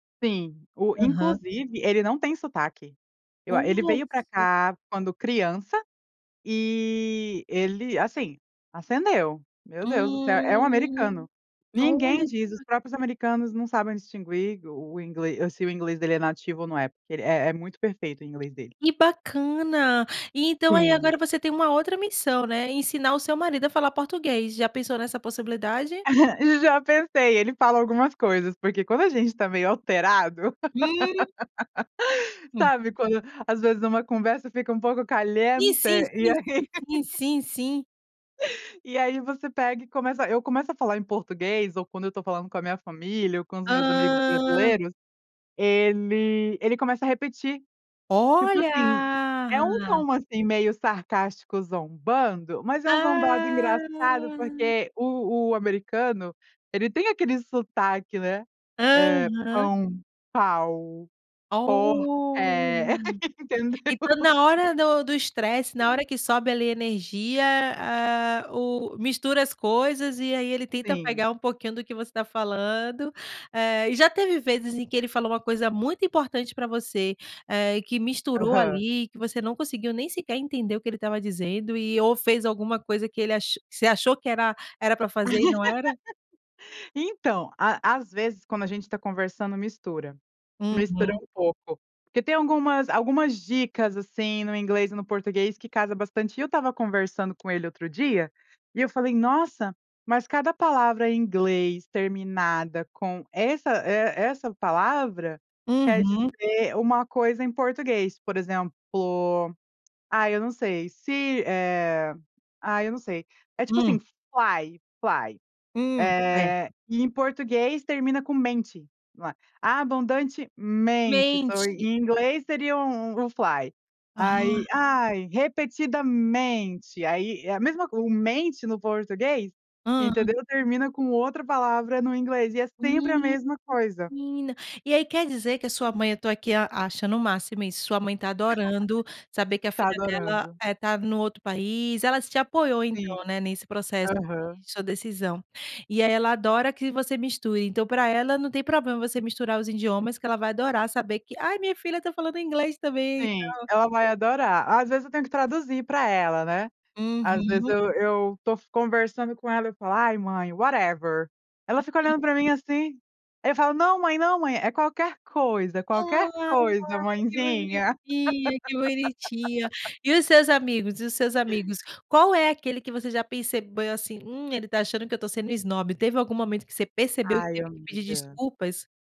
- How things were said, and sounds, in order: tapping; laugh; laugh; put-on voice: "caliente?"; in Spanish: "caliente?"; laugh; drawn out: "Olha"; drawn out: "Olha"; laugh; laughing while speaking: "Entendeu?"; laugh; other noise; laugh; in English: "fly, fly"; stressed: "Abundantemente"; in English: "fly"; stressed: "repetidamente"; drawn out: "Menina"; laugh; in English: "whatever"; unintelligible speech; drawn out: "Ai"; laugh
- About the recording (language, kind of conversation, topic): Portuguese, podcast, Como você mistura idiomas quando conversa com a família?